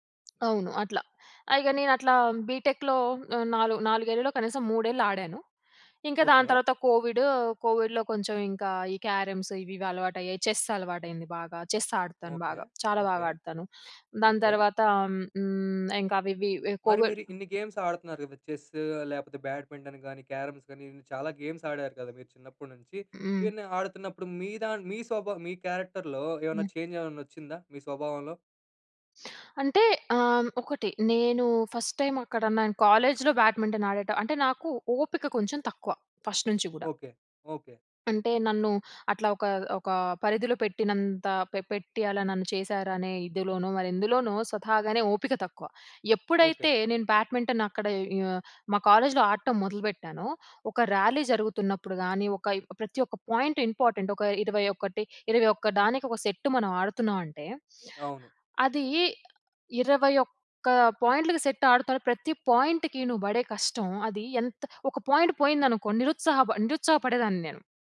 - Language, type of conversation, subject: Telugu, podcast, చిన్నప్పుడే మీకు ఇష్టమైన ఆట ఏది, ఎందుకు?
- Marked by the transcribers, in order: tapping; in English: "బీటెక్‍లో"; in English: "కోవిడ్. కోవిడ్‍లో"; in English: "చెస్"; in English: "చెస్"; in English: "కోవిడ్"; in English: "గేమ్స్"; in English: "చెస్"; in English: "బ్యాడ్మింటన్"; in English: "క్యారమ్స్"; in English: "గేమ్స్"; in English: "క్యారెక్టర్‌లో"; in English: "చేంజ్"; in English: "ఫస్ట్"; in English: "బ్యాడ్మింటన్"; in English: "ఫస్ట్"; in English: "బ్యాడ్మింటన్"; in English: "పాయింట్ ఇంపార్టెంట్"; in English: "సెట్"